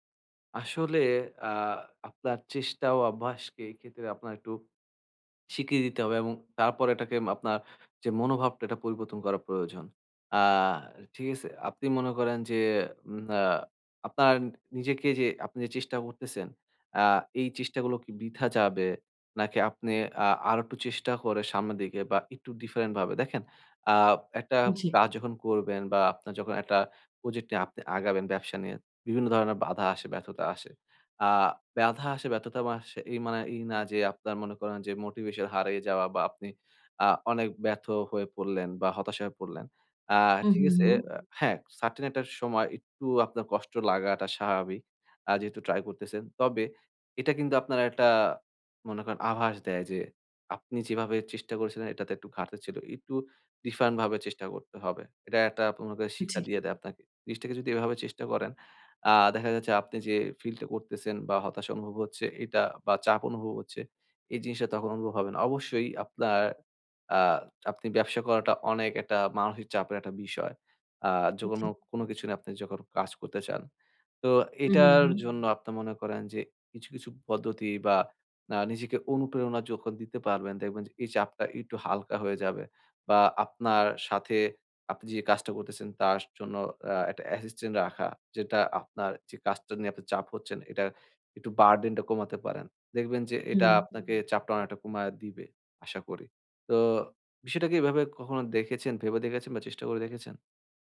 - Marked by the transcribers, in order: tapping; "বাধা" said as "বেধা"; other background noise; "যে" said as "য"; background speech
- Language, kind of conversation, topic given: Bengali, advice, ধীর অগ্রগতির সময় আমি কীভাবে অনুপ্রেরণা বজায় রাখব এবং নিজেকে কীভাবে পুরস্কৃত করব?